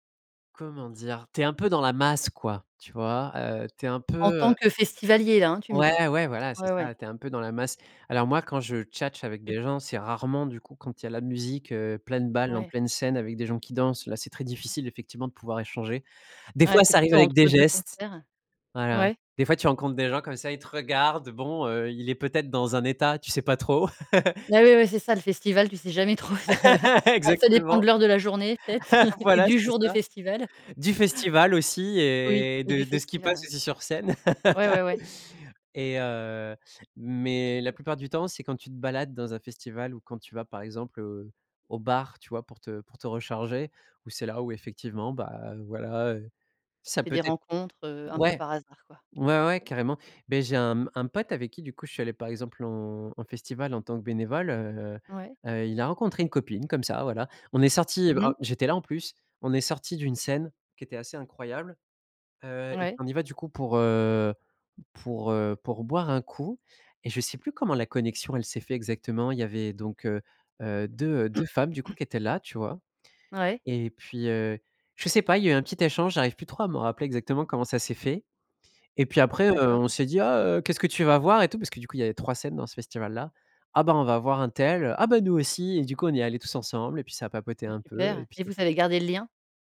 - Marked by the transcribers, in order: laugh; laughing while speaking: "Exactement"; laugh; laugh; chuckle; throat clearing
- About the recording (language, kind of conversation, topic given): French, podcast, Comment fais-tu pour briser l’isolement quand tu te sens seul·e ?
- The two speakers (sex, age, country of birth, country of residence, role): female, 40-44, France, Netherlands, host; male, 30-34, France, France, guest